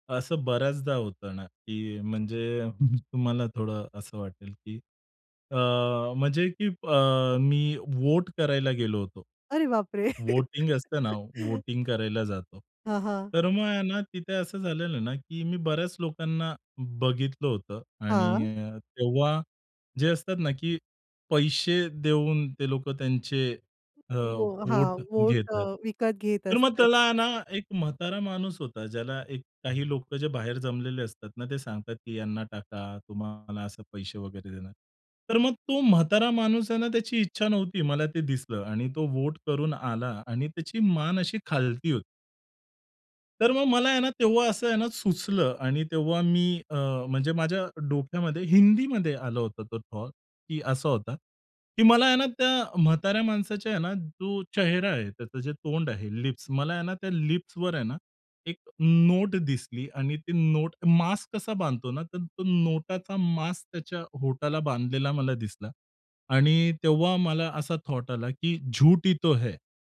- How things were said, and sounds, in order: chuckle; chuckle; other noise; other background noise; in English: "थॉट"; in English: "लिप्स"; in English: "लिप्सवर"; in English: "थॉट"; in Hindi: "झूठ ही तो है"
- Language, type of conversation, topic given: Marathi, podcast, तुझा आवडता छंद कसा सुरू झाला, सांगशील का?